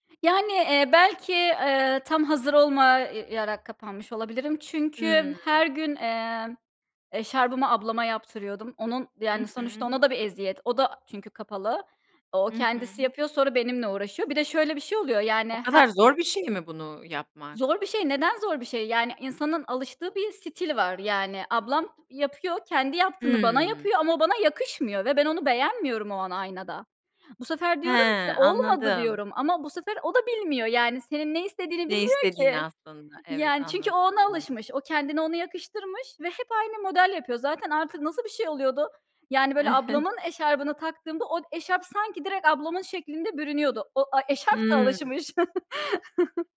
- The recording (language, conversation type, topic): Turkish, podcast, Tarzın zaman içinde nasıl değişti ve neden böyle oldu?
- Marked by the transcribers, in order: other background noise; chuckle; chuckle